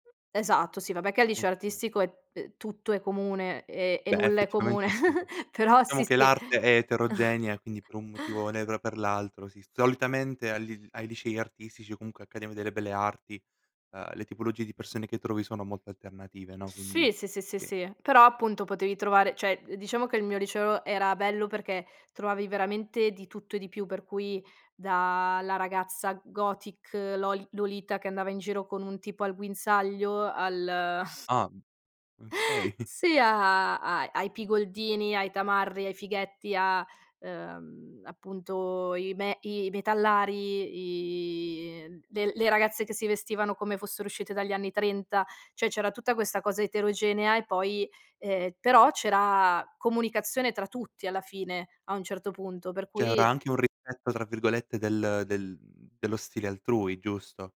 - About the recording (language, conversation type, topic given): Italian, podcast, Come è cambiato il tuo modo di vestirti nel tempo?
- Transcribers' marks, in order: other background noise; chuckle; unintelligible speech; chuckle; "cioè" said as "ceh"; in English: "gothic"; chuckle; laughing while speaking: "okay"; laughing while speaking: "sì"